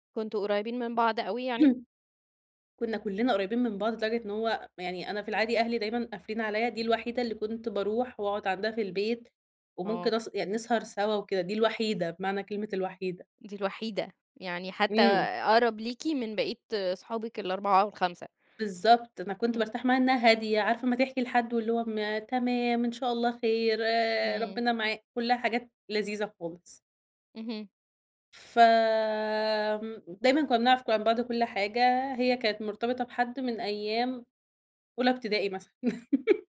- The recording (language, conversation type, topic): Arabic, podcast, إيه هي التجربة اللي غيّرت نظرتك للحياة؟
- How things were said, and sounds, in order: throat clearing; tapping; laugh